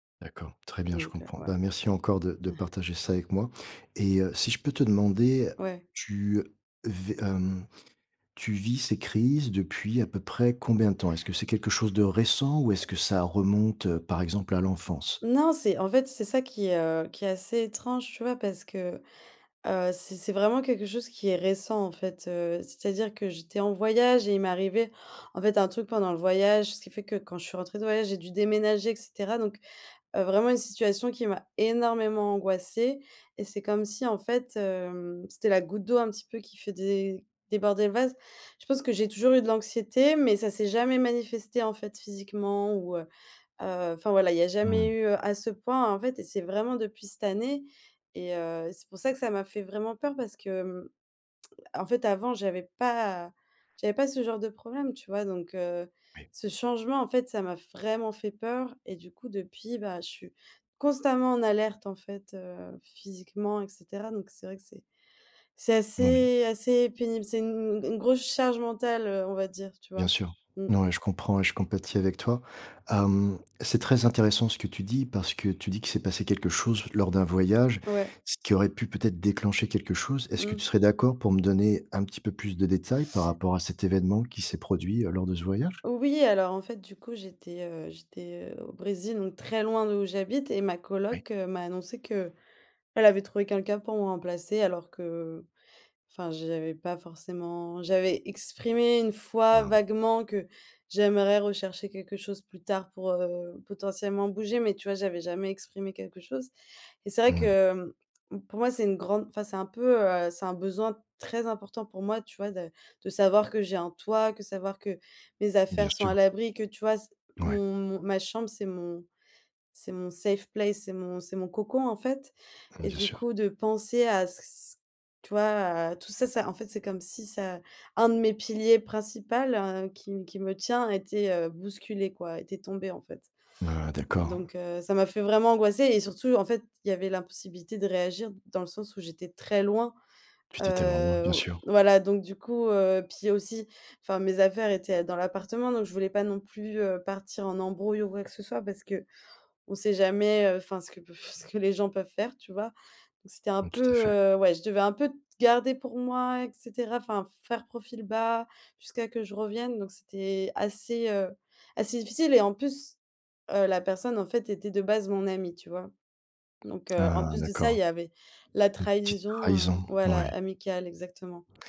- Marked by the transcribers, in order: chuckle; tapping; stressed: "énormément"; stressed: "très"; in English: "safe place"
- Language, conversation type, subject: French, advice, Comment décrire des crises de panique ou une forte anxiété sans déclencheur clair ?